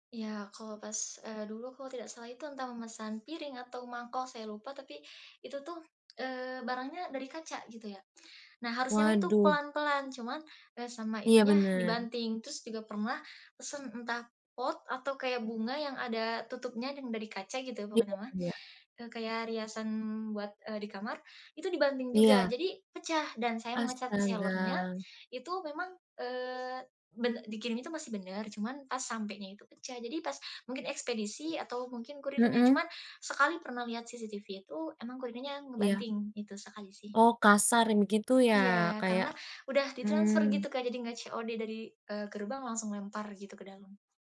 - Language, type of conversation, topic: Indonesian, podcast, Apa pengalaman belanja daring yang paling berkesan buat kamu?
- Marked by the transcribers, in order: unintelligible speech; in English: "menge-chat seller-nya"; drawn out: "Astaga"; other background noise